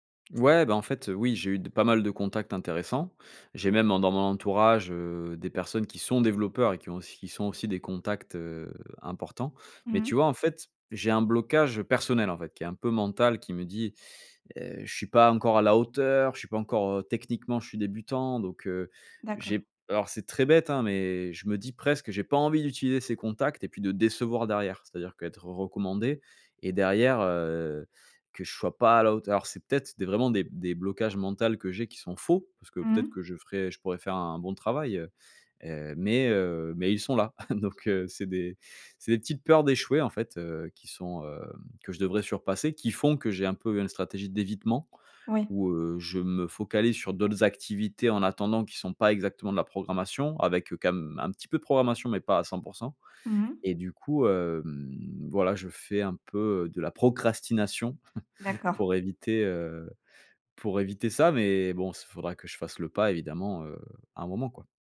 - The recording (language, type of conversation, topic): French, advice, Comment dépasser la peur d’échouer qui m’empêche d’agir ?
- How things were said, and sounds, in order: stressed: "décevoir"; chuckle; stressed: "procrastination"; chuckle